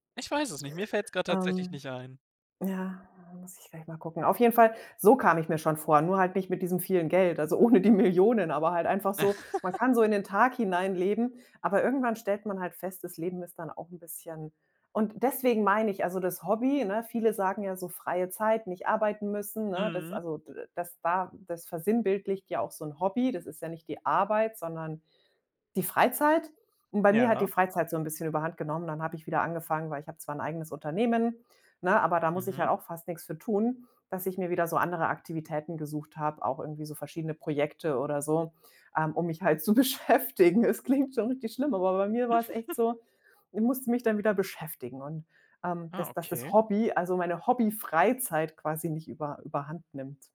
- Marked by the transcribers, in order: laughing while speaking: "ohne die Millionen"; laugh; other noise; laughing while speaking: "halt zu beschäftigen"; giggle; stressed: "beschäftigen"
- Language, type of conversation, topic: German, podcast, Welche Grenzen setzt du dir, damit dein Hobby nicht überhandnimmt?